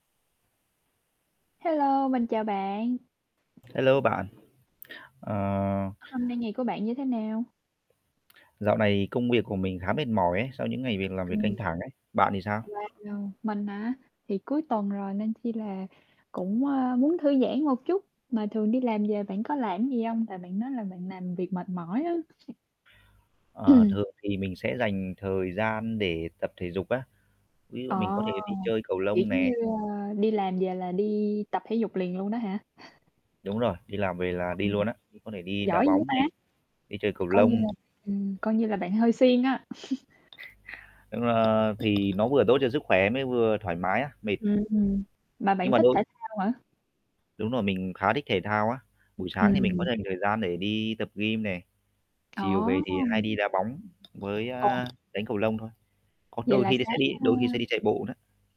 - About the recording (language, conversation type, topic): Vietnamese, unstructured, Bạn thường làm gì để thư giãn sau một ngày dài?
- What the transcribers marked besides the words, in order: tapping; static; other background noise; chuckle; unintelligible speech; chuckle